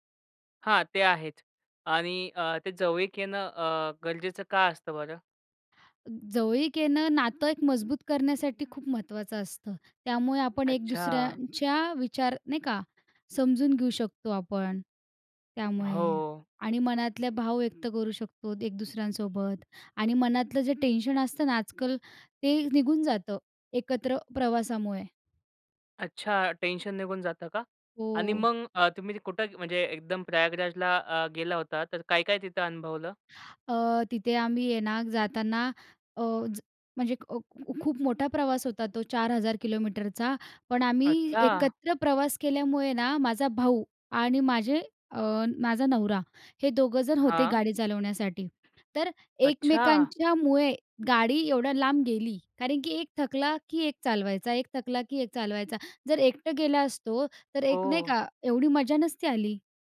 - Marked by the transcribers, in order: other background noise; tapping
- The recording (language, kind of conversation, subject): Marathi, podcast, एकत्र प्रवास करतानाच्या आठवणी तुमच्यासाठी का खास असतात?